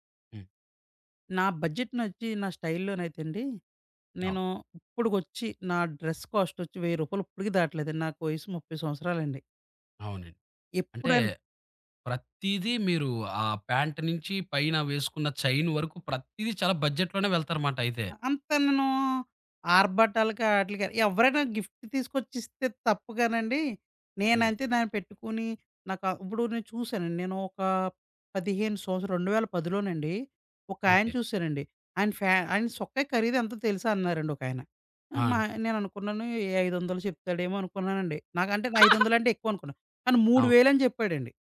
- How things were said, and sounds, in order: in English: "బడ్జెట్"; other background noise; in English: "డ్రెస్"; stressed: "ప్రతీదీ"; in English: "ప్యాంట్"; in English: "బడ్జెట్‌లోనేళ్తారుమాటయితే"; in English: "గిఫ్ట్"; chuckle
- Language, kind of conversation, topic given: Telugu, podcast, బడ్జెట్ పరిమితి ఉన్నప్పుడు స్టైల్‌ను ఎలా కొనసాగించాలి?